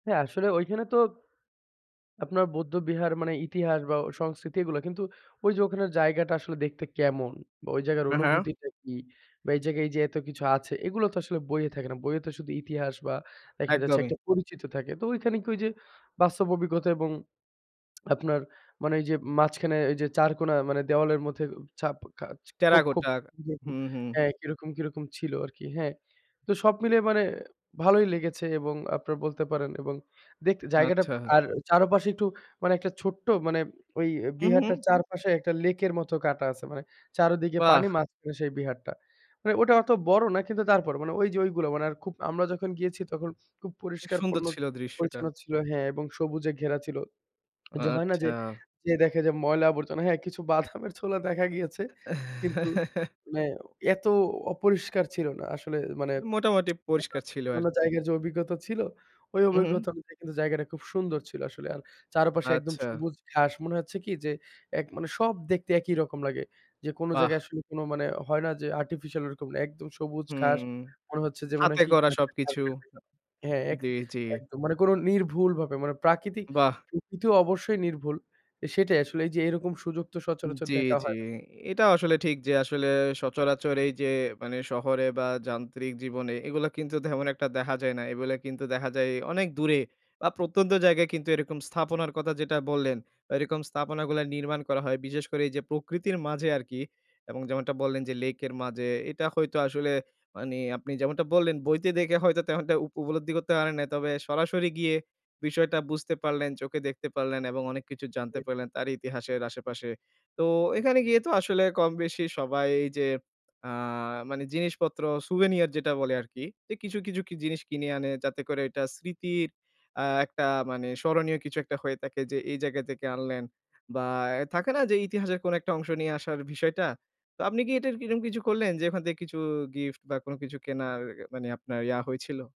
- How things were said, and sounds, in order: lip smack; tapping; laughing while speaking: "বাদামের"; chuckle; lip smack; unintelligible speech; "দেখা" said as "দেহা"; in English: "স্যুভেনিয়ার"
- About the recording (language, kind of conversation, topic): Bengali, podcast, একটি জায়গার ইতিহাস বা স্মৃতিচিহ্ন আপনাকে কীভাবে নাড়া দিয়েছে?